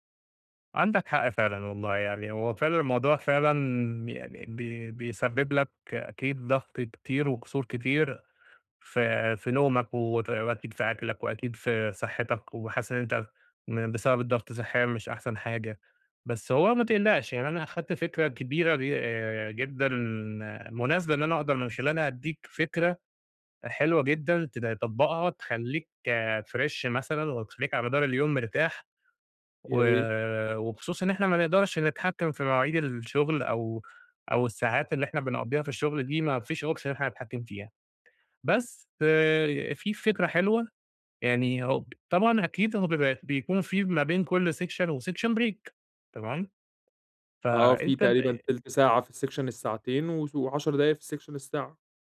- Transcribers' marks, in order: in English: "فريش"; in English: "option"; tapping; in English: "section و break section"; in English: "الsection"; in English: "section"
- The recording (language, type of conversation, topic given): Arabic, advice, إزاي أحط حدود للشغل عشان أبطل أحس بالإرهاق وأستعيد طاقتي وتوازني؟
- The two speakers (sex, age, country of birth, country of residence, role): male, 25-29, Egypt, Egypt, user; male, 30-34, Egypt, Egypt, advisor